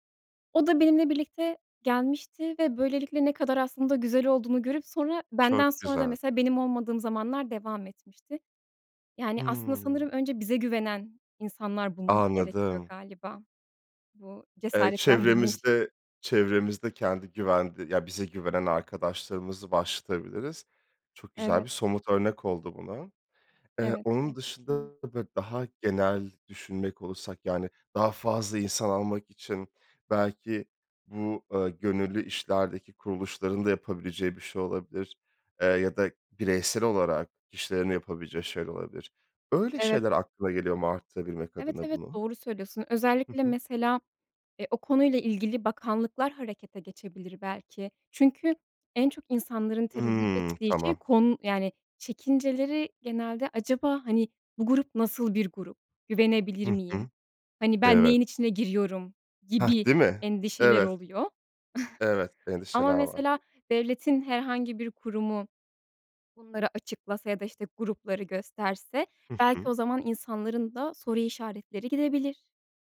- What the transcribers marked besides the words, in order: lip smack; chuckle; tapping
- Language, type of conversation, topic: Turkish, podcast, İnsanları gönüllü çalışmalara katılmaya nasıl teşvik edersin?